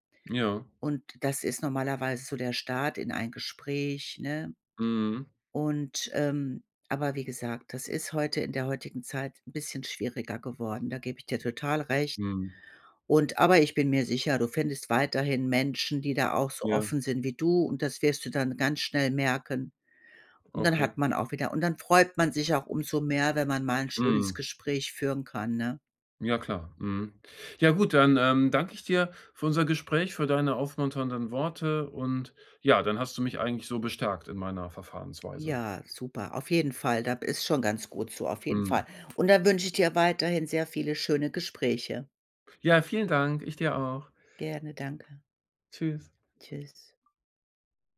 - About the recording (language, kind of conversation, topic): German, advice, Wie kann ich Gespräche vertiefen, ohne aufdringlich zu wirken?
- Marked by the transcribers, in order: other background noise